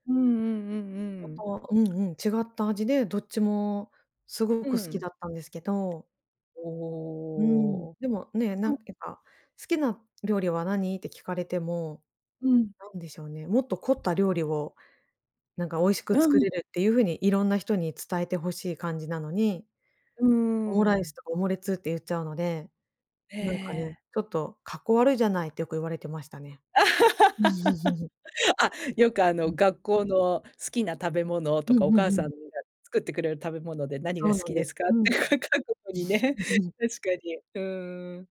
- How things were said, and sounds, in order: tapping; laugh; chuckle; laughing while speaking: "ってか 書くとこにね"; laugh
- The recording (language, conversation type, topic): Japanese, podcast, 子どもの頃の家の味は、どんな料理でしたか？